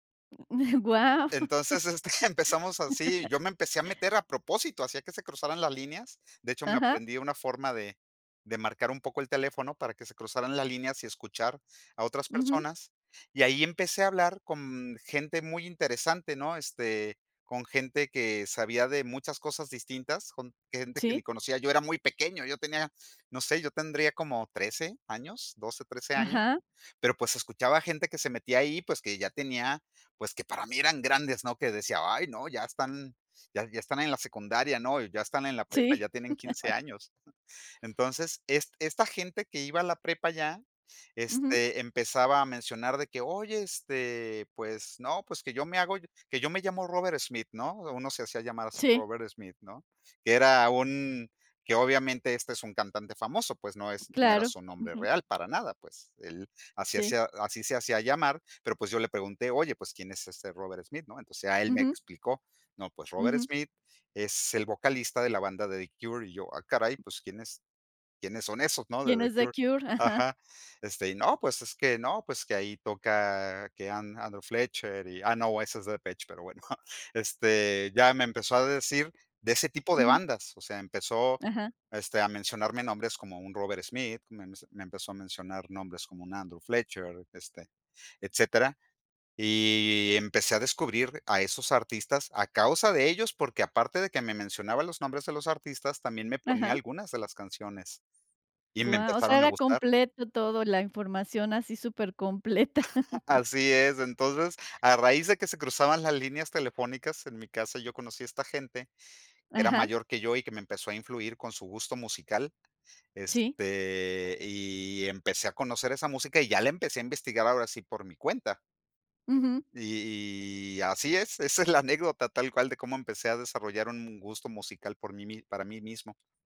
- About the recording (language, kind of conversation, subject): Spanish, podcast, ¿Cómo descubriste tu gusto musical?
- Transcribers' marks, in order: laughing while speaking: "Guau"; chuckle; laugh; laugh; chuckle; laugh; other background noise; other noise; drawn out: "Y"